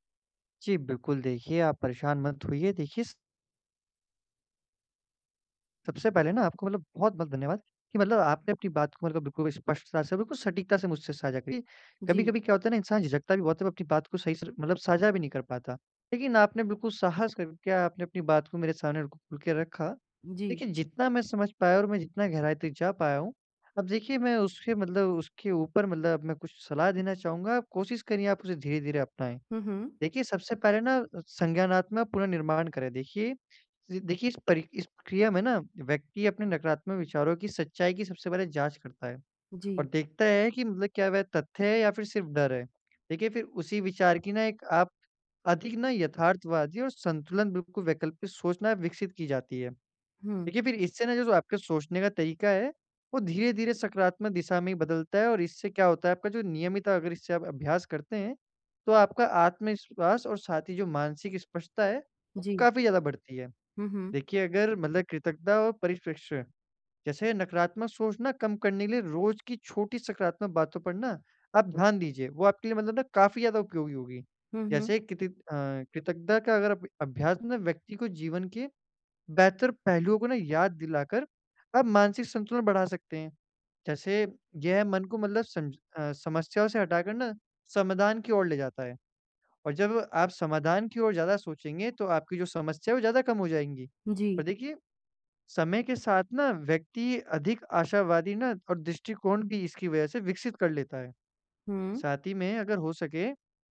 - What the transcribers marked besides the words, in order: none
- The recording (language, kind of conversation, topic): Hindi, advice, नकारात्मक विचारों को कैसे बदलकर सकारात्मक तरीके से दोबारा देख सकता/सकती हूँ?
- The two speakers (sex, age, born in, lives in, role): female, 30-34, India, India, user; male, 18-19, India, India, advisor